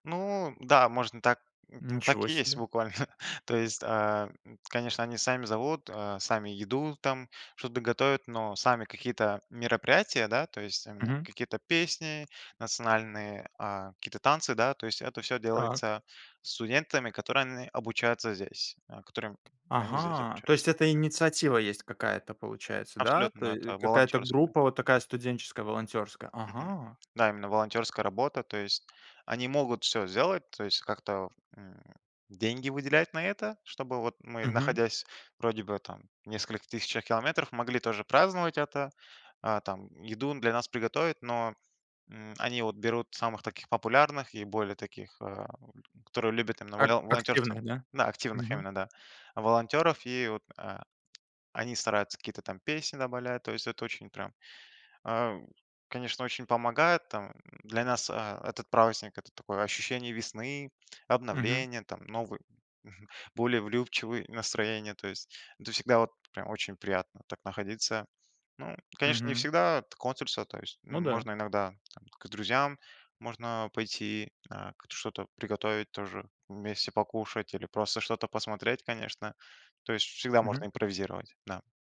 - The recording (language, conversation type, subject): Russian, podcast, Как вы сохраняете родные обычаи вдали от родины?
- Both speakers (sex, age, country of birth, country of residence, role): male, 20-24, Kazakhstan, Hungary, guest; male, 30-34, Belarus, Poland, host
- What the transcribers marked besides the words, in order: laughing while speaking: "буквально"; chuckle